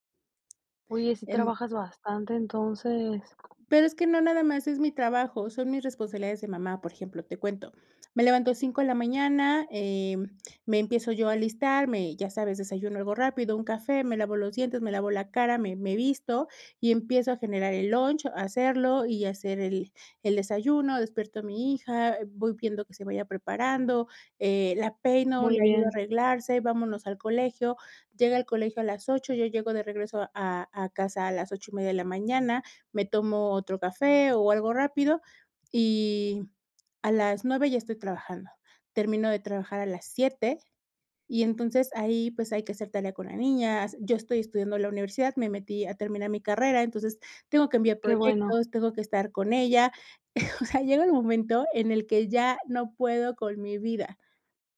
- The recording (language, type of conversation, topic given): Spanish, podcast, ¿Qué pequeños cambios recomiendas para empezar a aceptarte hoy?
- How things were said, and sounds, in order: other background noise; chuckle